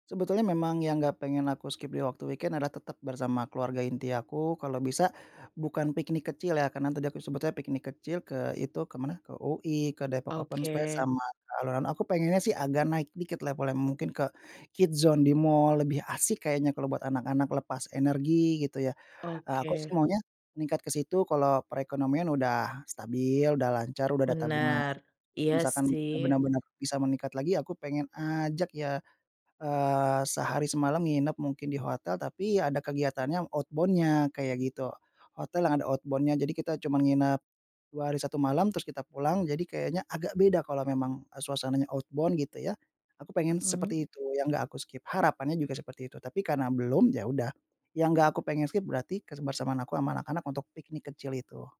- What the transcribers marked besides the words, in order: in English: "skip"; in English: "weekend"; in English: "open space"; in English: "outbound-nya"; in English: "outbound-nya"; in English: "outbound"; in English: "skip"; in English: "skip"
- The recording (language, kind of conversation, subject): Indonesian, podcast, Apa ritual akhir pekan yang selalu kamu tunggu-tunggu?